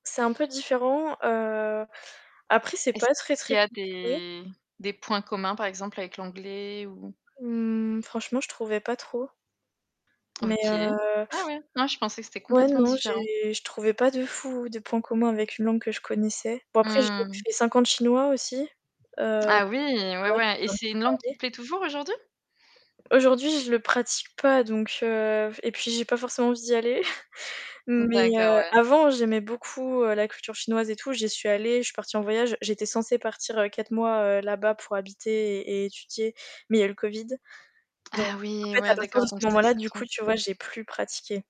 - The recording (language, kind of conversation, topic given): French, unstructured, Qu’est-ce qui te rend fier(e) de toi ces derniers temps ?
- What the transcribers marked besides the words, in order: static; distorted speech; mechanical hum; other background noise; chuckle; unintelligible speech; unintelligible speech